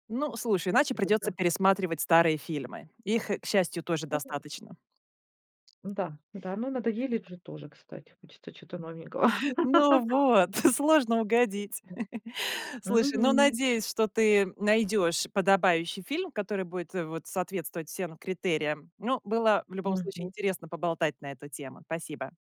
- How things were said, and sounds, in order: tapping; chuckle; chuckle; laugh; other noise
- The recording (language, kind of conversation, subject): Russian, podcast, Насколько важно разнообразие в кино и сериалах?